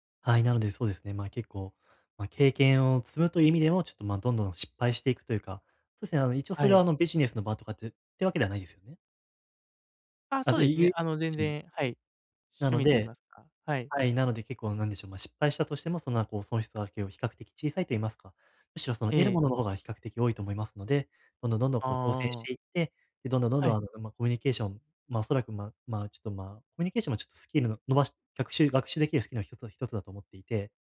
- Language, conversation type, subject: Japanese, advice, グループの集まりで孤立しないためには、どうすればいいですか？
- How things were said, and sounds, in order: unintelligible speech